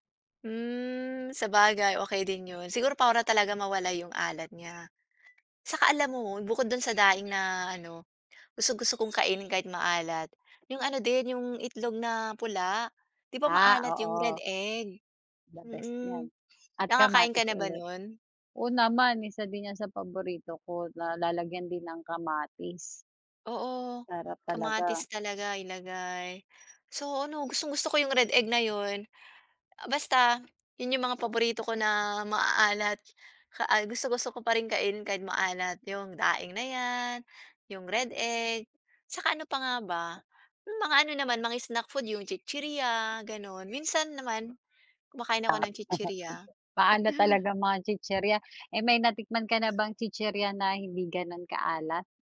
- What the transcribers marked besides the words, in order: other background noise; tapping; laugh; chuckle
- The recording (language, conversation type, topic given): Filipino, unstructured, Ano ang palagay mo sa pagkaing sobrang maalat?